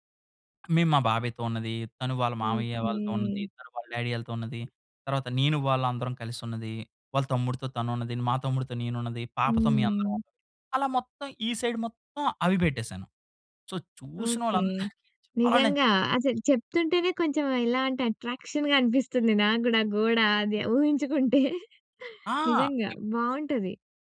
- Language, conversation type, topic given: Telugu, podcast, ఫోటోలు పంచుకునేటప్పుడు మీ నిర్ణయం ఎలా తీసుకుంటారు?
- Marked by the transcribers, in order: in English: "డ్యాడీ"; in English: "సైడ్"; in English: "సో"; in English: "అట్రాక్షన్‌గా"; chuckle; other background noise